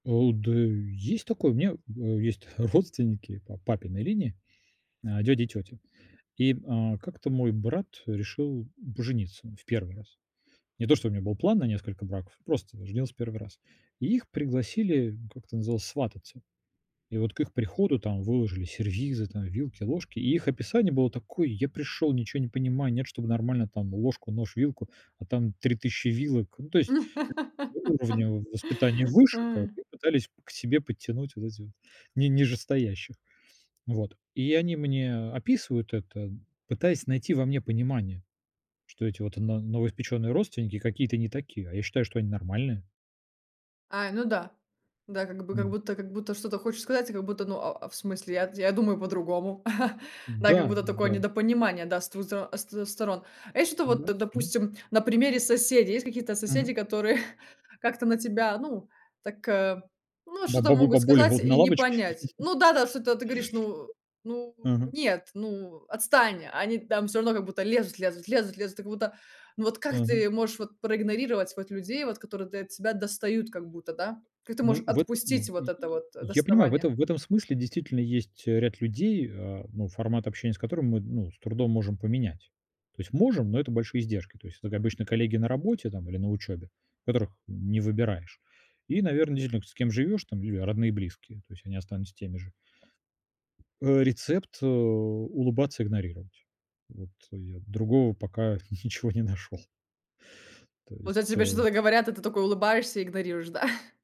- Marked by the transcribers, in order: laugh; other noise; chuckle; chuckle; laugh; other background noise; tapping; laughing while speaking: "ничего не нашёл"; chuckle
- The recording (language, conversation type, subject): Russian, podcast, Как научиться перестать зависеть от неодобрения окружающих?